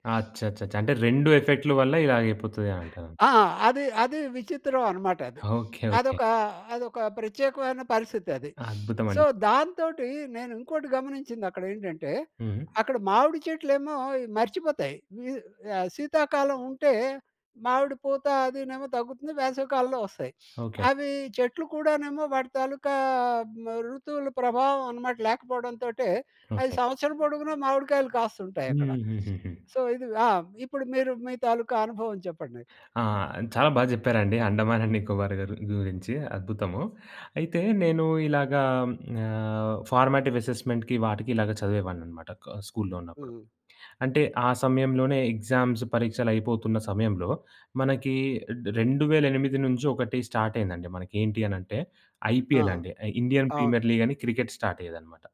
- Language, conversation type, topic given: Telugu, podcast, మీ చిన్నతనంలో వేసవికాలం ఎలా గడిచేది?
- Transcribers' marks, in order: other noise; in English: "ఎఫెక్ట్‌ల"; sniff; in English: "సో"; in English: "సో"; in English: "అండ్"; in English: "ఫార్మేటివ్ అసెస్మెంట్‌కి"; in English: "స్కూల్‌లో"; in English: "ఎగ్జామ్స్"; in English: "ఐపీఎల్"; in English: "ఇండియన్ ప్రీమియర్"